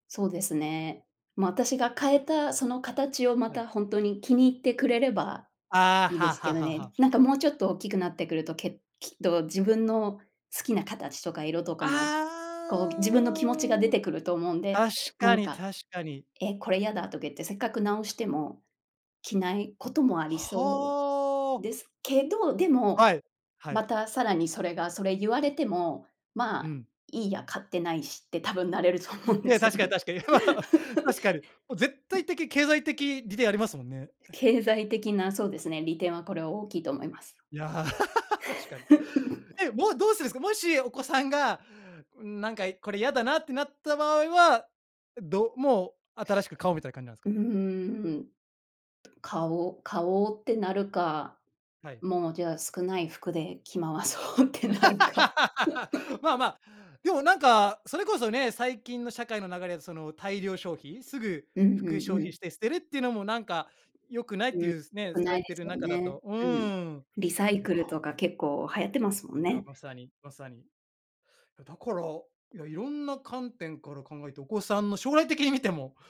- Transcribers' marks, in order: drawn out: "ああ"; other noise; tapping; laughing while speaking: "なれると思うんですよね"; laugh; laugh; laughing while speaking: "着回そうってなるか"; laugh
- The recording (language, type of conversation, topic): Japanese, podcast, 最近ハマっている趣味は何ですか？